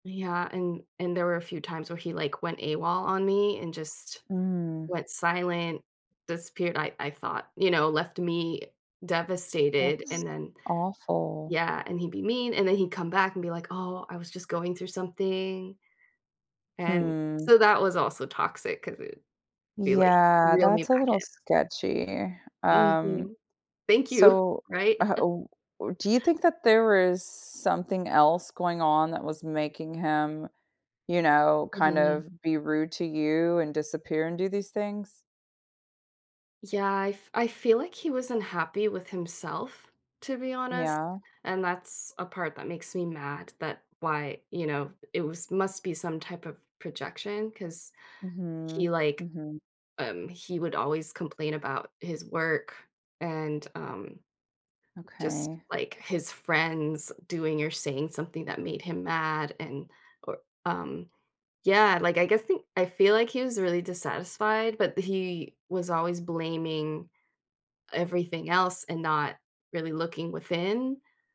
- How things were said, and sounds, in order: other background noise; laughing while speaking: "you"; chuckle; drawn out: "is"
- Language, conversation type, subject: English, advice, How do I process feelings of disgust after ending a toxic relationship?
- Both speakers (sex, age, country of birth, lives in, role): female, 35-39, United States, United States, advisor; female, 40-44, United States, United States, user